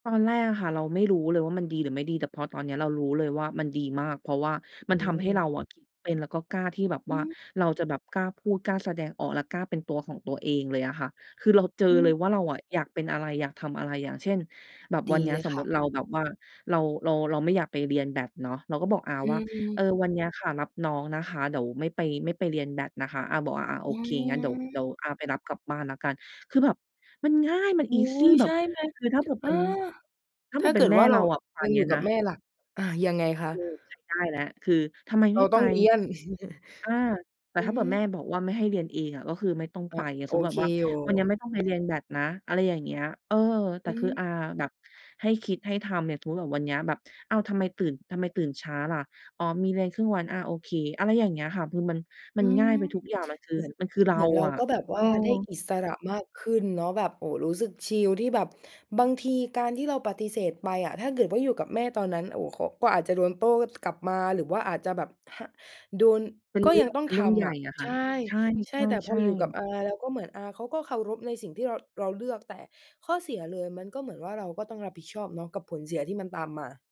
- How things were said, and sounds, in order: in English: "easy"; other background noise; chuckle; tapping
- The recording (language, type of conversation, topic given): Thai, podcast, เล่าให้ฟังหน่อยได้ไหมว่าครั้งแรกที่คุณรู้สึกว่าได้เจอตัวเองเกิดขึ้นเมื่อไหร่?